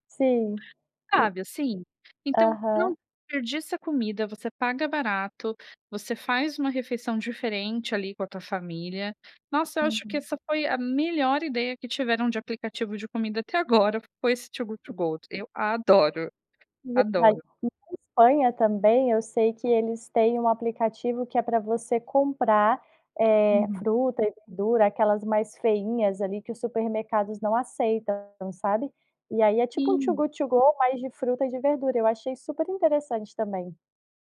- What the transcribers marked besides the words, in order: other background noise
- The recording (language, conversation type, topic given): Portuguese, podcast, Que dicas você dá para reduzir o desperdício de comida?